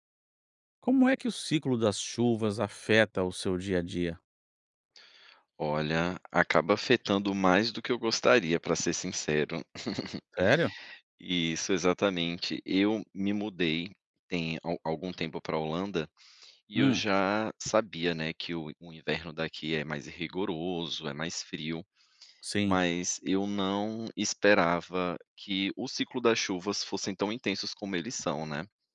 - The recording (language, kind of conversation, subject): Portuguese, podcast, Como o ciclo das chuvas afeta seu dia a dia?
- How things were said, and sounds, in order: giggle